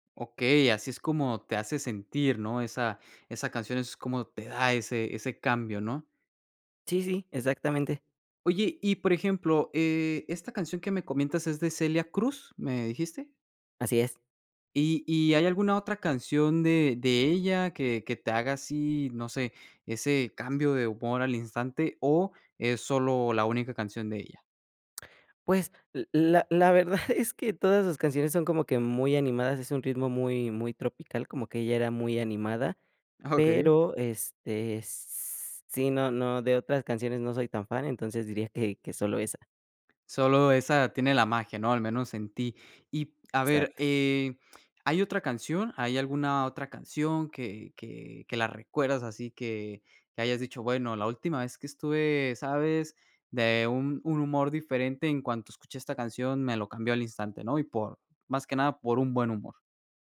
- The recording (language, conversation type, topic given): Spanish, podcast, ¿Qué canción te pone de buen humor al instante?
- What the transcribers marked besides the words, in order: none